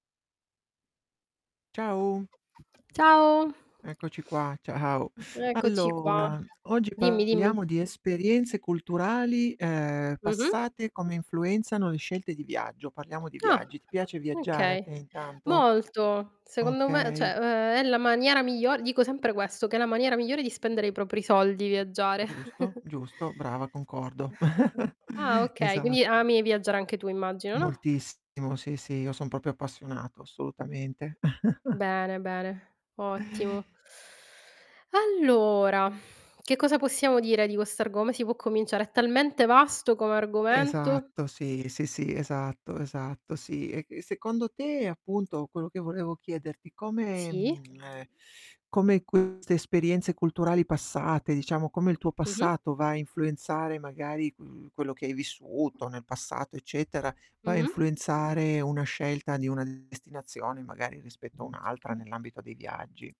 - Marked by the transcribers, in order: other background noise; laughing while speaking: "ciao"; other noise; distorted speech; "okay" said as "mkay"; "cioè" said as "ceh"; chuckle; "proprio" said as "propio"; chuckle; tapping
- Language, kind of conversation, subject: Italian, unstructured, In che modo le esperienze culturali passate influenzano le tue scelte di viaggio?